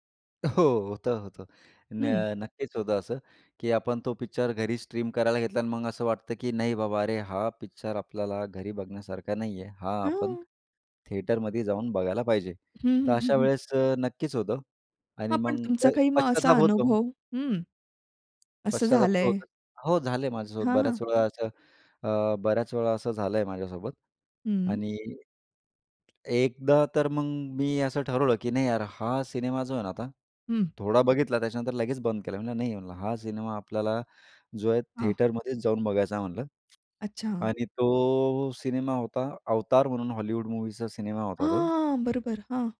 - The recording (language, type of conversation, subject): Marathi, podcast, तुम्हाला चित्रपट सिनेमागृहात पाहणे आवडते की घरी ओटीटीवर पाहणे आवडते?
- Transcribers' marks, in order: laughing while speaking: "हो"; in English: "थिएटरमध्येच"; other background noise; tapping; in English: "थिएटरमध्येच"